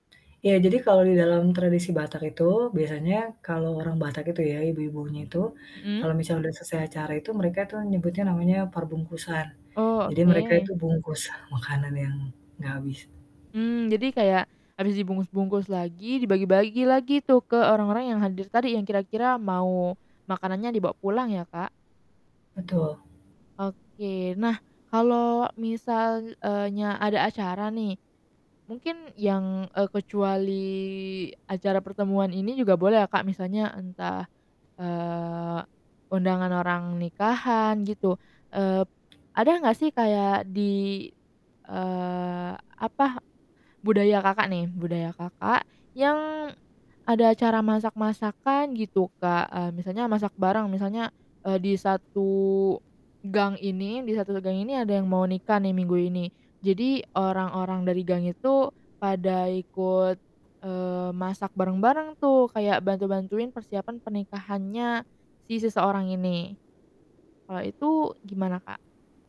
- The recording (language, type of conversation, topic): Indonesian, podcast, Apa etika dasar yang perlu diperhatikan saat membawa makanan ke rumah orang lain?
- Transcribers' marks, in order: mechanical hum; in another language: "parbungkusan"; drawn out: "kecuali"; tapping